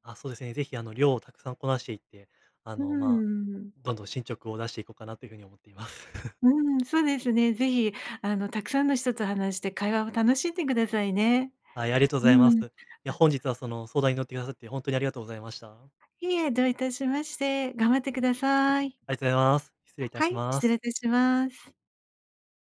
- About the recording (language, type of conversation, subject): Japanese, advice, 進捗が見えず達成感を感じられない
- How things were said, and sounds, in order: laugh